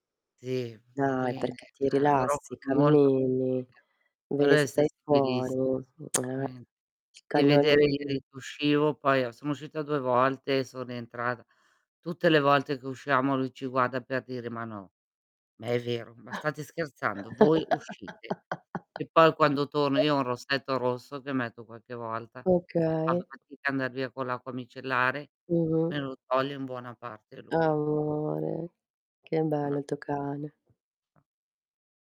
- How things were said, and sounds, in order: static; distorted speech; "cioè" said as "ceh"; tsk; tapping; chuckle; other background noise; unintelligible speech
- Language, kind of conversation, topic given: Italian, unstructured, In che modo le pause regolari possono aumentare la nostra produttività?